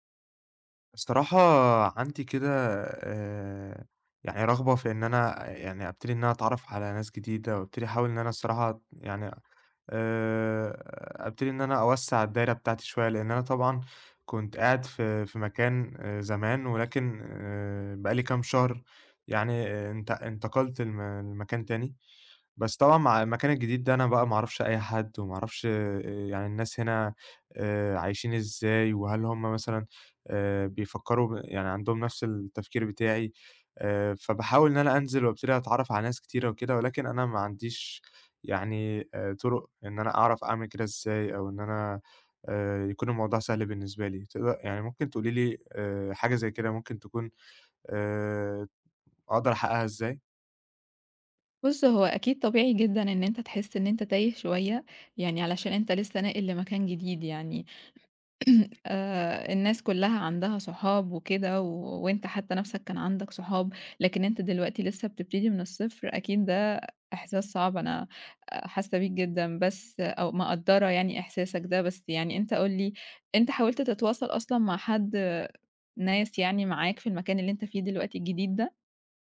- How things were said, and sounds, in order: throat clearing
- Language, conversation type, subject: Arabic, advice, إزاي أوسّع دايرة صحابي بعد ما نقلت لمدينة جديدة؟